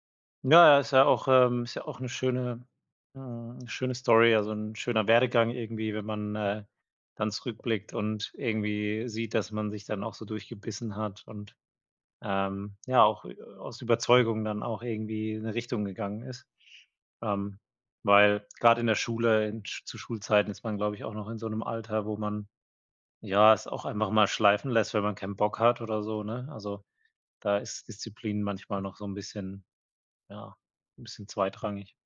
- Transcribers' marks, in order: none
- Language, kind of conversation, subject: German, podcast, Wann hast du zum ersten Mal wirklich eine Entscheidung für dich selbst getroffen?